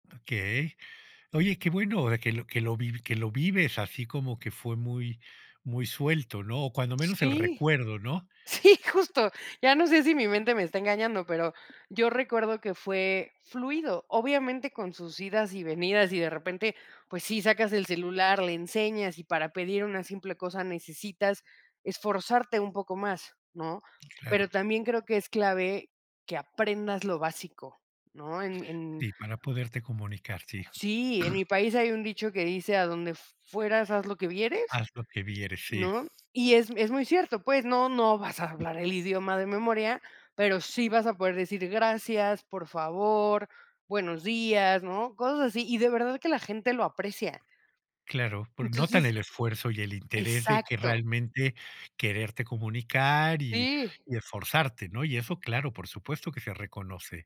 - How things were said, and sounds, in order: laughing while speaking: "Sí, justo"; throat clearing; other background noise; tapping; other noise
- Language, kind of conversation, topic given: Spanish, podcast, ¿Cómo fue conocer gente en un país donde no hablabas el idioma?